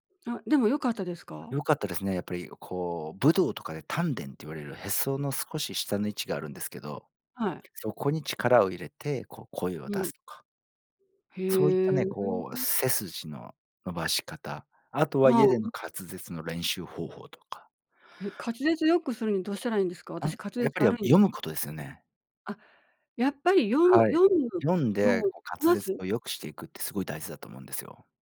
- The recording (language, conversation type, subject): Japanese, podcast, ビデオ会議で好印象を与えるには、どんな点に気をつければよいですか？
- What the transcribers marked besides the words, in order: other background noise